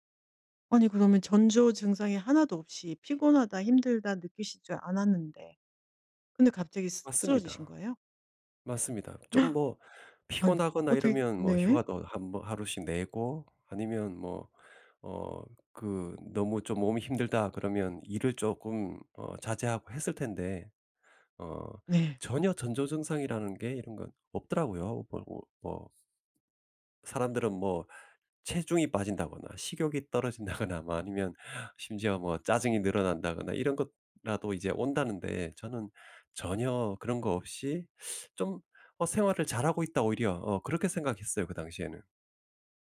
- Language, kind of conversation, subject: Korean, podcast, 일과 개인 생활의 균형을 어떻게 관리하시나요?
- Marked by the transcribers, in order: gasp; tapping; laughing while speaking: "떨어진다거나"; teeth sucking